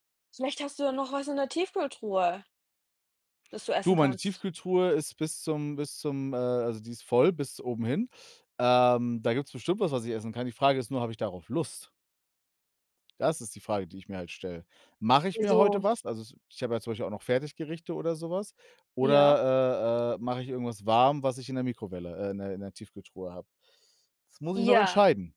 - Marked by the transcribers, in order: stressed: "Mache"
- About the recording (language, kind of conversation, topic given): German, unstructured, Wie gehst du mit Enttäuschungen im Leben um?